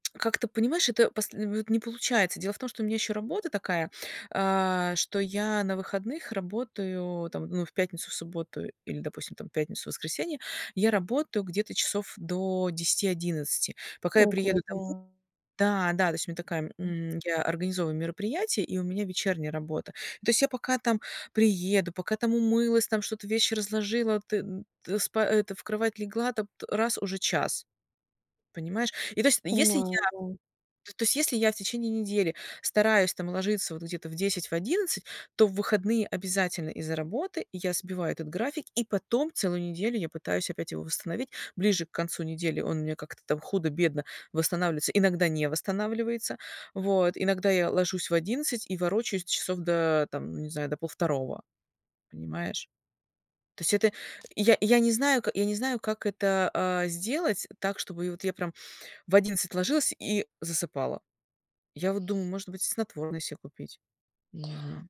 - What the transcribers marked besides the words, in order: tapping; other background noise
- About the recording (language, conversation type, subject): Russian, advice, Как просыпаться с энергией каждый день, даже если по утрам я чувствую усталость?